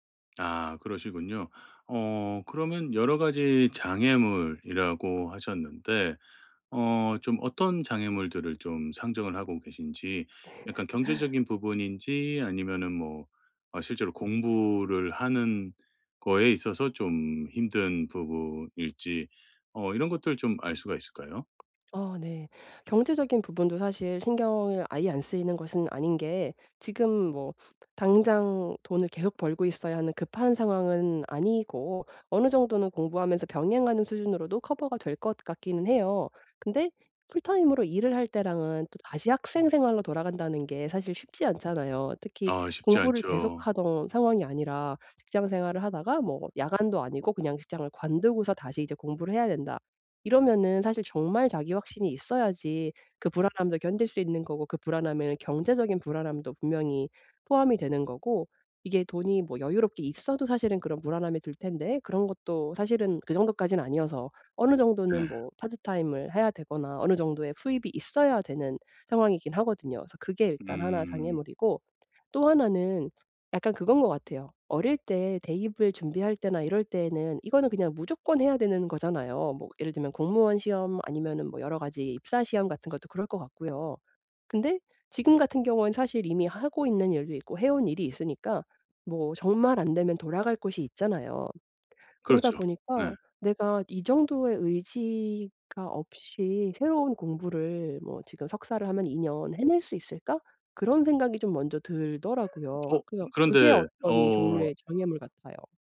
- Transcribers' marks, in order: sniff; put-on voice: "풀타임으로"; other background noise; dog barking
- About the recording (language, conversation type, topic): Korean, advice, 내 목표를 이루는 데 어떤 장애물이 생길 수 있나요?